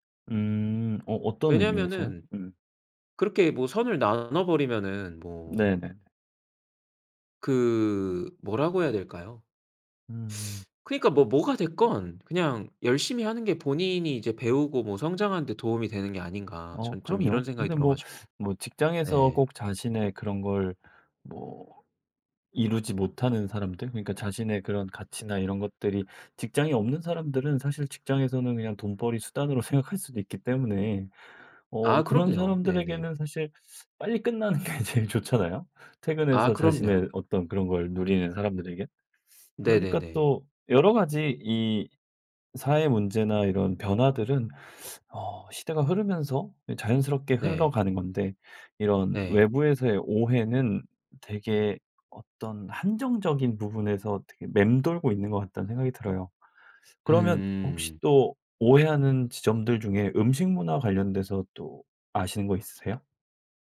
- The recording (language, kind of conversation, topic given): Korean, podcast, 네 문화에 대해 사람들이 오해하는 점은 무엇인가요?
- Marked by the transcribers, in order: teeth sucking; tapping; laughing while speaking: "게 제일 좋잖아요?"